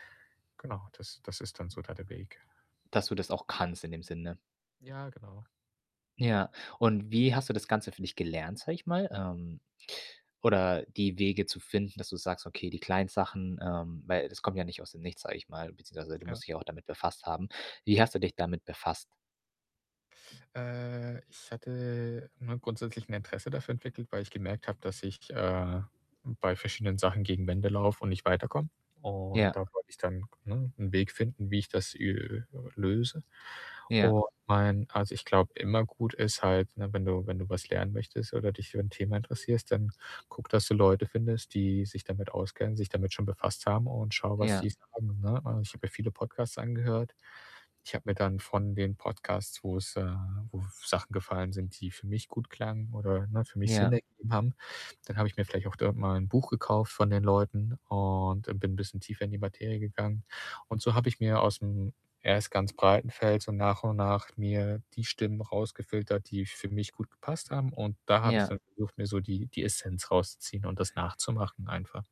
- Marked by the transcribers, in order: static; other background noise; distorted speech
- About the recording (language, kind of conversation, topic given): German, podcast, Hast du Rituale, mit denen du deinen Fokus zuverlässig in Gang bringst?